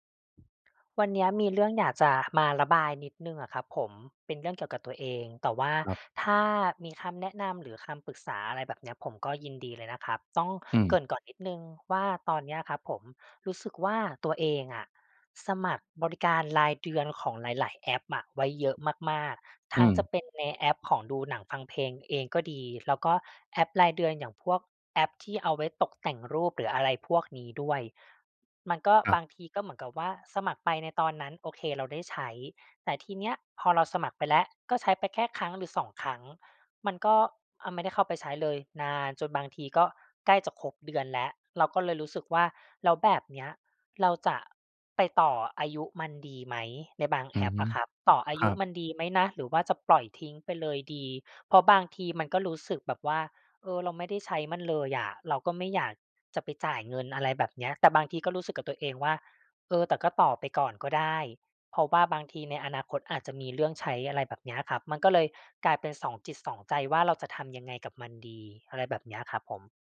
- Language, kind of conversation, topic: Thai, advice, ฉันสมัครบริการรายเดือนหลายอย่างแต่แทบไม่ได้ใช้ และควรทำอย่างไรกับความรู้สึกผิดเวลาเสียเงิน?
- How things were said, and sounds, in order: tapping